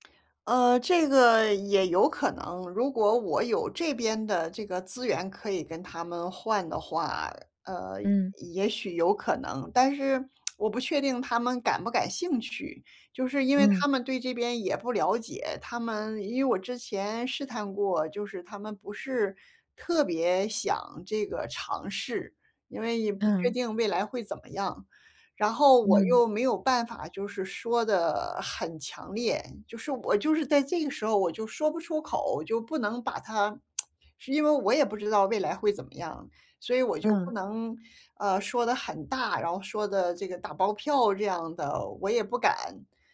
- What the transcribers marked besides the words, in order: tsk; other background noise; tsk
- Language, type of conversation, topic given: Chinese, advice, 我該如何建立一個能支持我走出新路的支持性人際網絡？